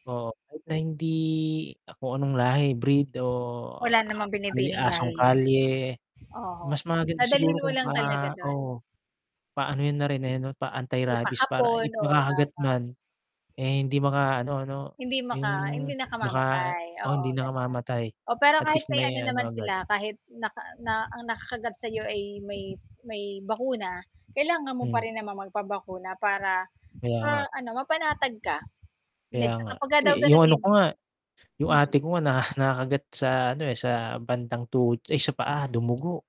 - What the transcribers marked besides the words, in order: static; distorted speech; other background noise; wind
- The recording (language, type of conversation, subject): Filipino, unstructured, Ano ang mga panganib kapag hindi binabantayan ang mga aso sa kapitbahayan?